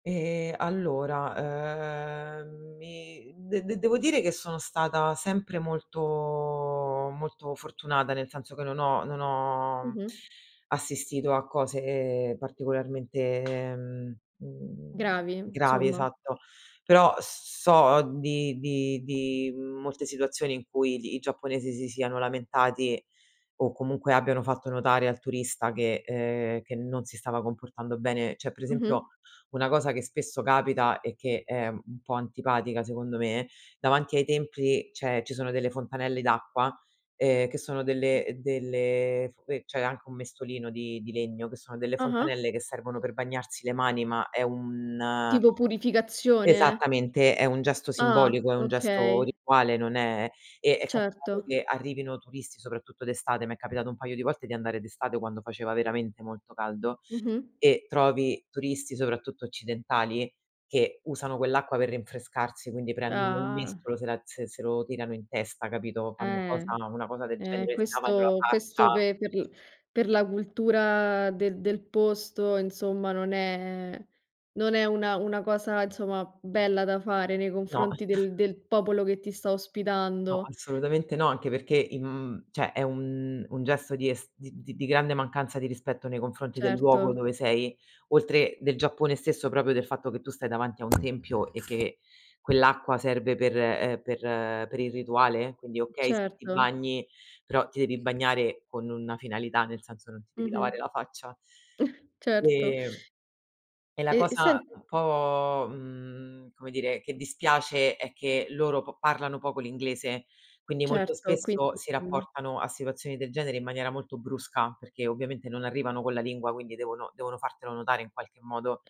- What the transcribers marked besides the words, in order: drawn out: "ehm"; drawn out: "molto"; tapping; "insomma" said as "nsomma"; other background noise; drawn out: "un"; "insomma" said as "nzoma"; chuckle; chuckle
- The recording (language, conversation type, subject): Italian, podcast, Dove ti sei sentito più immerso nella cultura di un luogo?